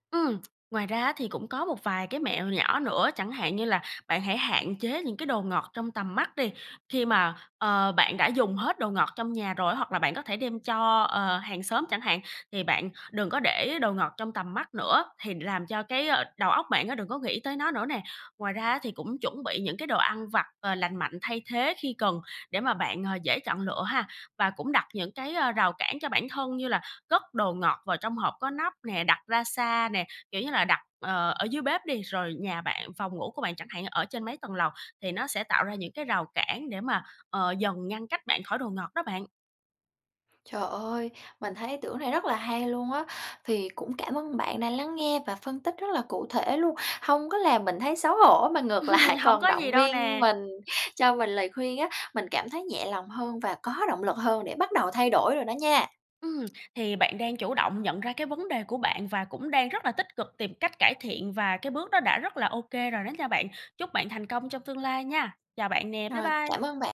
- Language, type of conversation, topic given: Vietnamese, advice, Làm sao để kiểm soát thói quen ngủ muộn, ăn đêm và cơn thèm đồ ngọt khó kiềm chế?
- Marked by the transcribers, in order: tapping; chuckle; laughing while speaking: "lại"; other background noise